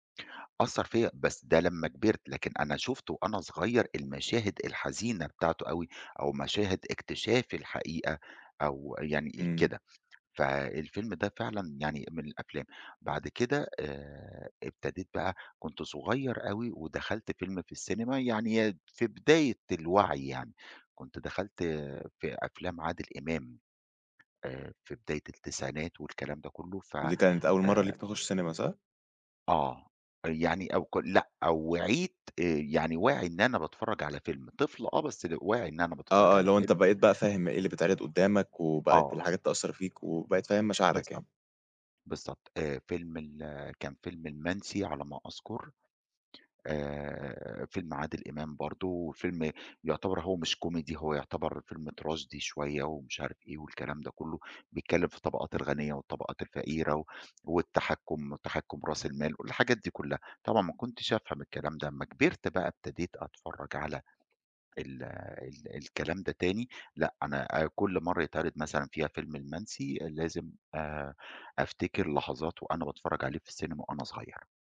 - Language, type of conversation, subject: Arabic, podcast, ليه بنحب نعيد مشاهدة أفلام الطفولة؟
- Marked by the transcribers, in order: tapping; dog barking; in English: "comedy"; in English: "tragedy"